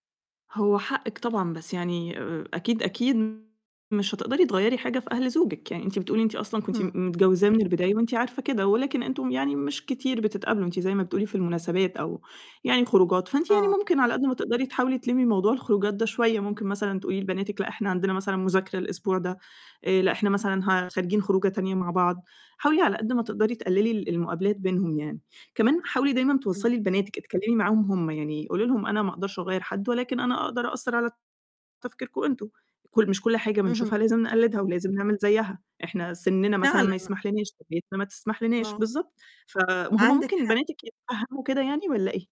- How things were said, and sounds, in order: distorted speech; other noise; unintelligible speech
- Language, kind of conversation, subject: Arabic, advice, إزاي اختلاف القيم الدينية أو العائلية بيأثر على علاقتك؟